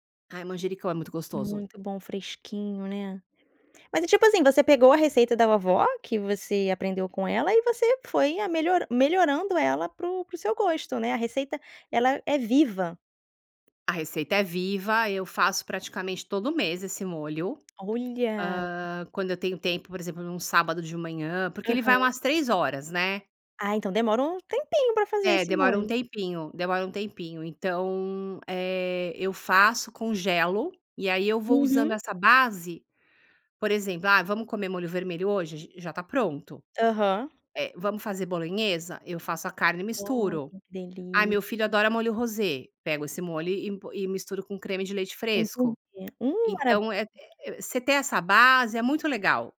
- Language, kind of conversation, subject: Portuguese, podcast, Que prato dos seus avós você ainda prepara?
- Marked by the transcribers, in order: tapping